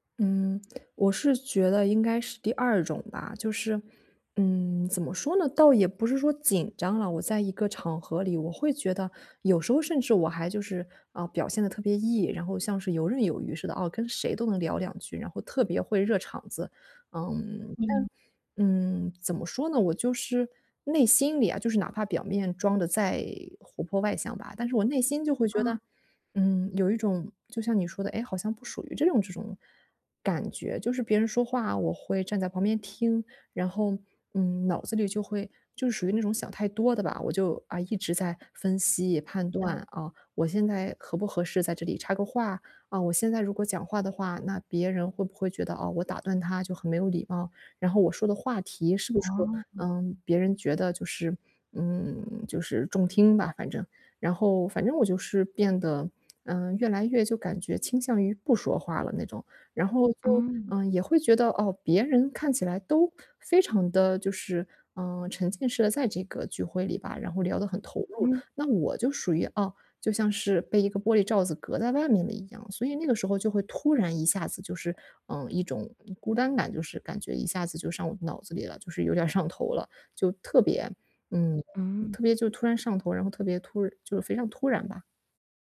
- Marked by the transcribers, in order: other background noise
- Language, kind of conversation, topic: Chinese, advice, 在派对上我常常感到孤单，该怎么办？
- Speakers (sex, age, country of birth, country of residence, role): female, 30-34, China, Germany, user; female, 40-44, China, Spain, advisor